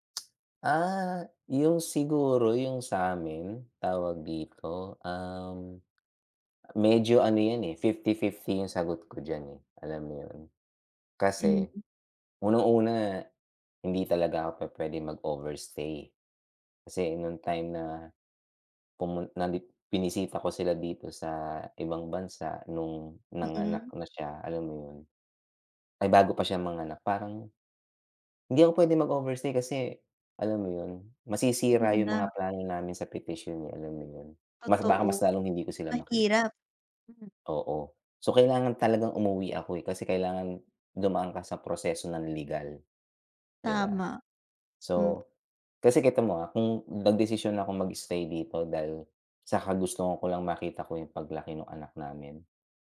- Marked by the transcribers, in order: tapping; other background noise
- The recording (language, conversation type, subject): Filipino, unstructured, Ano ang pinakamahirap na desisyong nagawa mo sa buhay mo?